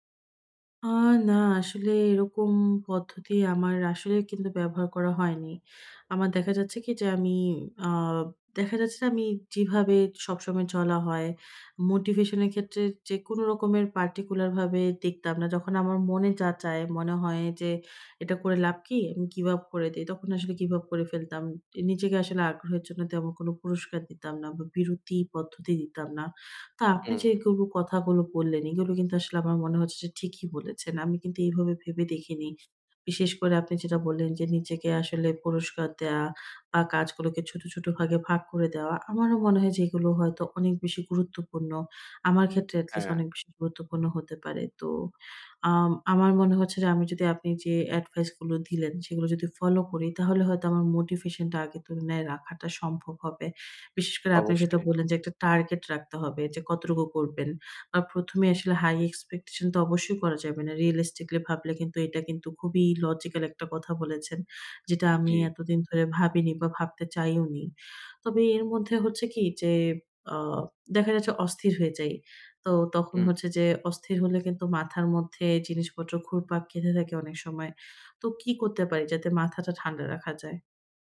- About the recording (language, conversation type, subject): Bengali, advice, ধীর অগ্রগতির সময় আমি কীভাবে অনুপ্রেরণা বজায় রাখব এবং নিজেকে কীভাবে পুরস্কৃত করব?
- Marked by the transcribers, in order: other background noise; tapping